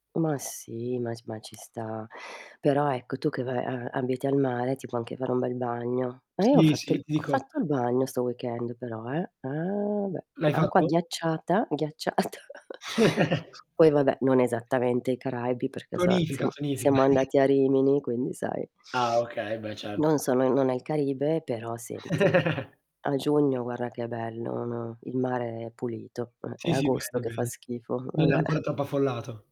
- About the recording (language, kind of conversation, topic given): Italian, unstructured, Cosa ti rende più felice durante il weekend?
- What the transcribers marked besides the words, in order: other background noise; tapping; static; in English: "weekend"; drawn out: "Eh"; laughing while speaking: "ghiacciata"; chuckle; distorted speech; chuckle; chuckle; chuckle